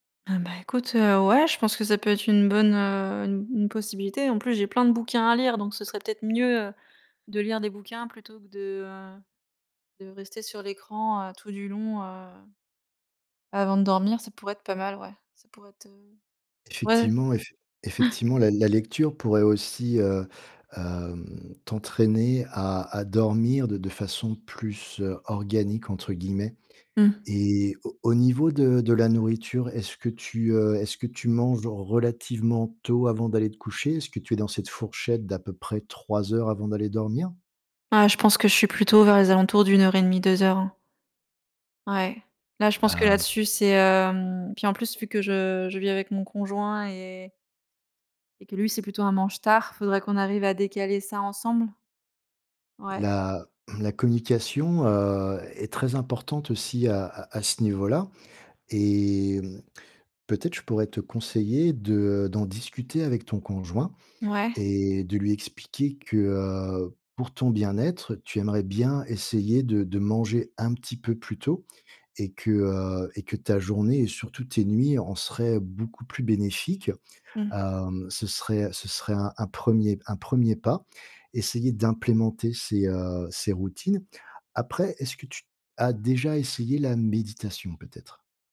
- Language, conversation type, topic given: French, advice, Comment décririez-vous votre insomnie liée au stress ?
- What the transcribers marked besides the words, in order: gasp; throat clearing